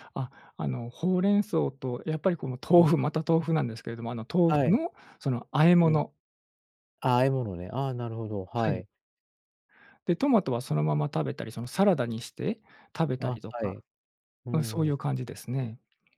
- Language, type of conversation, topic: Japanese, podcast, よく作る定番料理は何ですか？
- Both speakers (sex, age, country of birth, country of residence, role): male, 45-49, Japan, Japan, guest; male, 60-64, Japan, Japan, host
- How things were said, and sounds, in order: none